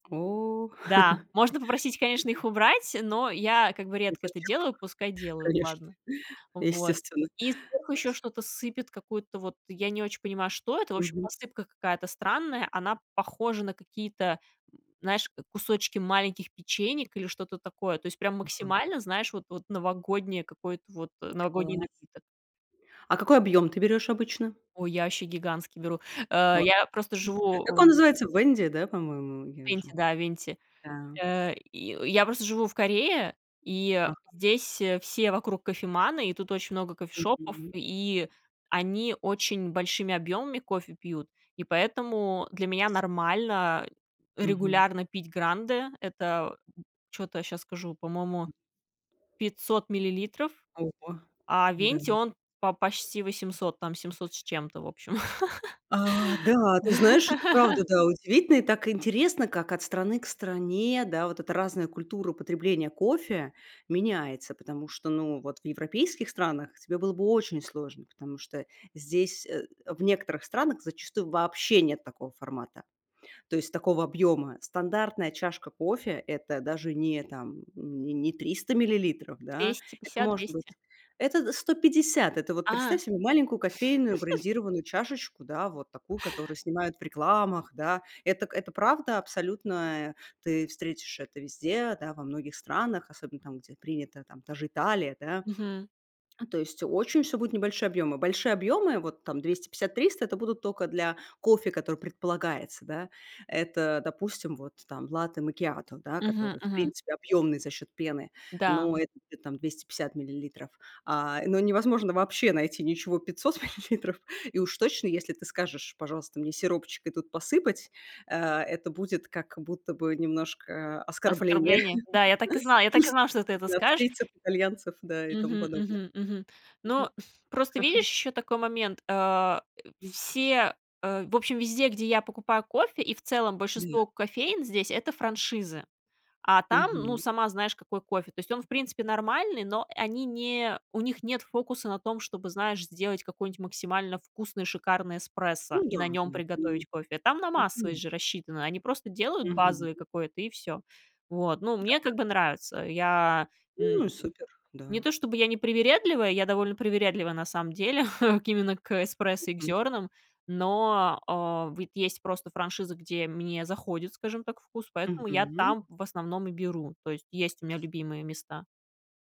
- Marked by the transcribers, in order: chuckle; unintelligible speech; surprised: "Ну, зачем вам"; tapping; laugh; laugh; laughing while speaking: "пятьсот миллилитров"; laugh; exhale; other background noise; unintelligible speech; chuckle; unintelligible speech; chuckle
- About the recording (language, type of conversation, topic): Russian, podcast, Как выглядит ваш утренний кофейный ритуал?